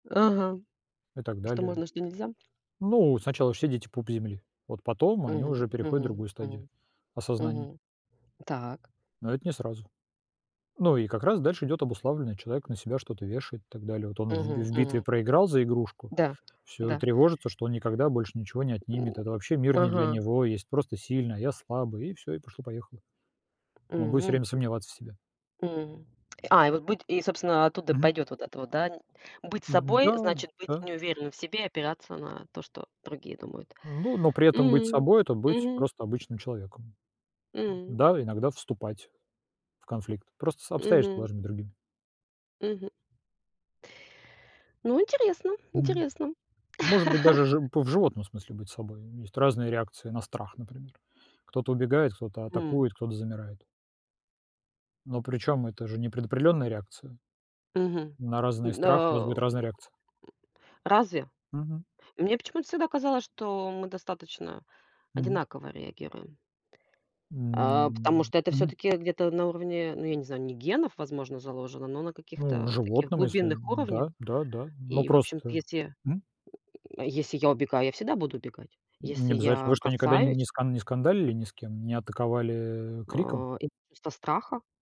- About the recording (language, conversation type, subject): Russian, unstructured, Что для тебя значит быть собой?
- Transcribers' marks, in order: tapping; laugh; other background noise